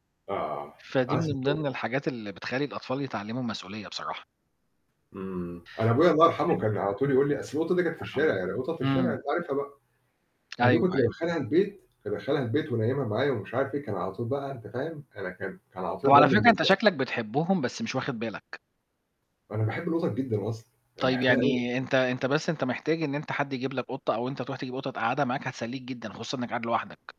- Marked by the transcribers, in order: static; throat clearing
- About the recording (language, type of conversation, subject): Arabic, unstructured, هل إنت شايف إن تربية الحيوانات الأليفة بتساعد الواحد يتعلم المسؤولية؟